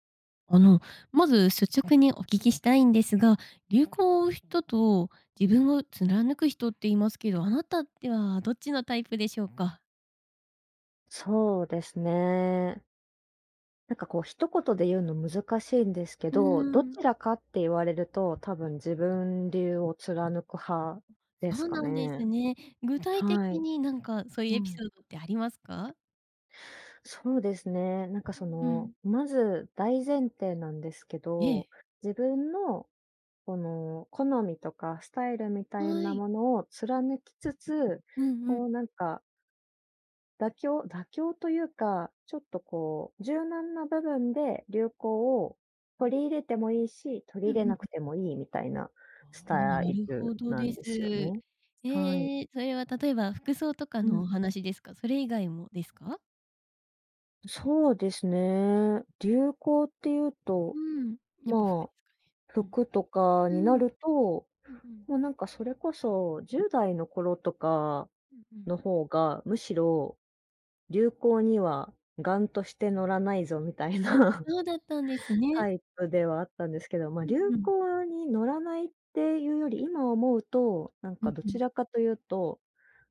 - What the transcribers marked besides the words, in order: tapping; laughing while speaking: "みたいな"
- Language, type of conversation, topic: Japanese, podcast, 流行を追うタイプですか、それとも自分流を貫くタイプですか？